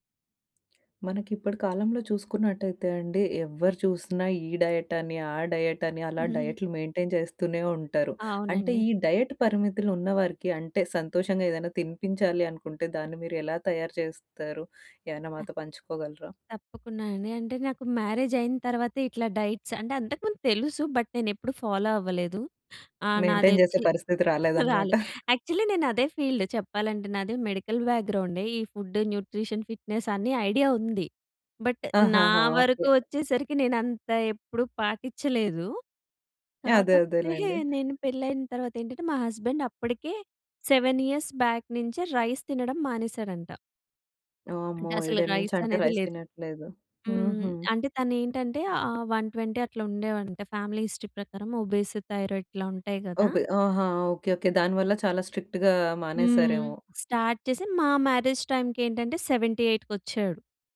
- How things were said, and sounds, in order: other background noise; in English: "డైట్"; in English: "డైట్"; chuckle; in English: "మెయింటైన్"; in English: "డైట్"; in English: "మ్యారేజ్"; in English: "డైట్స్"; in English: "బట్"; in English: "ఫాలో"; in English: "మెయింటైన్"; chuckle; in English: "యాక్చువలీ"; chuckle; in English: "ఫీల్డ్"; in English: "ఫుడ్, న్యూట్రిషన్, ఫిట్‌నెస్"; in English: "ఐడియా"; in English: "బట్"; tapping; chuckle; in English: "యాహ్!"; in English: "హస్బేండ్"; in English: "సెవెన్ ఇయర్స్ బ్యాక్"; in English: "రైస్"; in English: "రైస్"; in English: "రైస్"; in English: "వన్ ట్వెంటీ"; in English: "ఫ్యామిలీ హిస్టరీ"; in English: "ఒబేసి, థైరాయిడ్"; in English: "స్ట్రిక్ట్‌గా"; in English: "స్టార్ట్"; in English: "మ్యారేజ్ టైమ్‌కి"; in English: "సెవెంటీ ఎయిట్"
- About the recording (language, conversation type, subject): Telugu, podcast, డైట్ పరిమితులు ఉన్నవారికి రుచిగా, ఆరోగ్యంగా అనిపించేలా వంటలు ఎలా తయారు చేస్తారు?